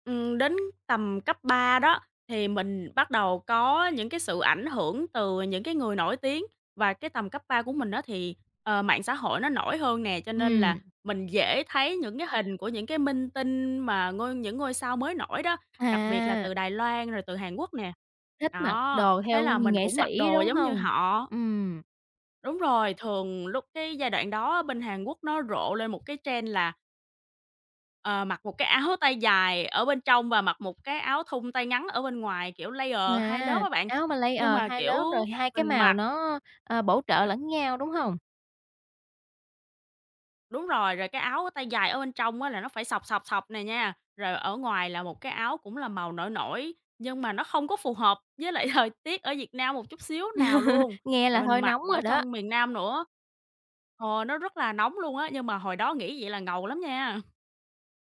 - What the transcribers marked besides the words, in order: tapping; in English: "trend"; in English: "layer"; in English: "layer"; unintelligible speech; laughing while speaking: "thời"; laugh
- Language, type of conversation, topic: Vietnamese, podcast, Phong cách ăn mặc của bạn đã thay đổi như thế nào từ hồi nhỏ đến bây giờ?
- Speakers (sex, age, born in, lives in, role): female, 20-24, Vietnam, Vietnam, host; female, 25-29, Vietnam, Vietnam, guest